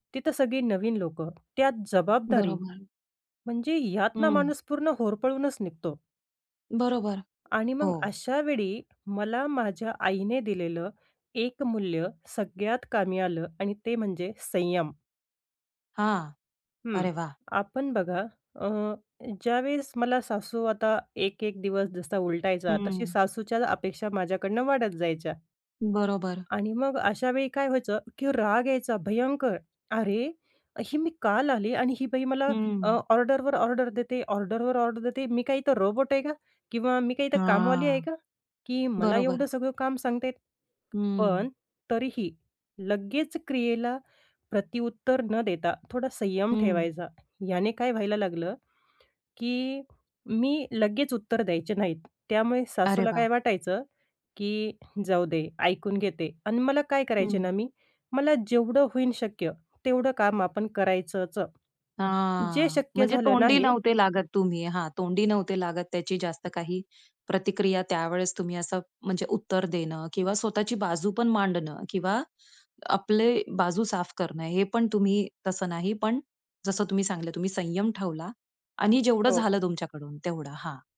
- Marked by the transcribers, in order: tapping; "सांगितलं" said as "सांगलं"
- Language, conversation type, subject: Marathi, podcast, कठीण प्रसंगी तुमच्या संस्कारांनी कशी मदत केली?